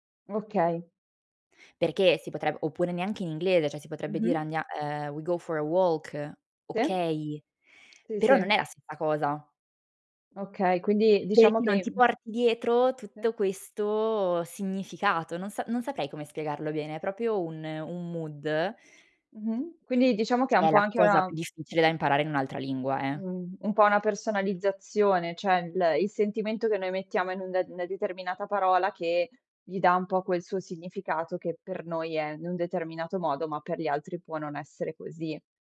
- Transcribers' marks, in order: in English: "we go for a walk"; "proprio" said as "propio"; in English: "mood"; "cioè" said as "ceh"
- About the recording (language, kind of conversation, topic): Italian, podcast, Ti va di parlare del dialetto o della lingua che parli a casa?
- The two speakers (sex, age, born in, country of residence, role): female, 25-29, Italy, France, guest; female, 25-29, Italy, Italy, host